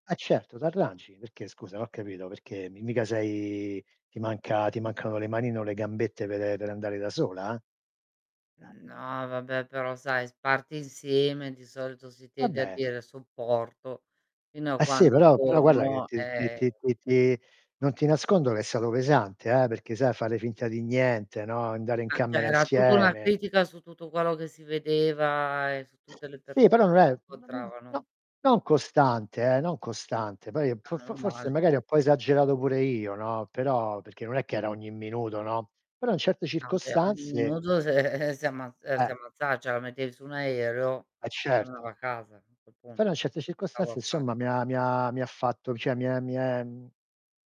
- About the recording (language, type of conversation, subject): Italian, unstructured, Qual è stato il tuo viaggio più deludente e perché?
- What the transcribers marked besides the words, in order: drawn out: "sei"; tapping; distorted speech; other background noise; "cioè" said as "ceh"; "insieme" said as "nsieme"; drawn out: "vedeva"; laughing while speaking: "se"; "cioè" said as "ceh"; "certe" said as "cette"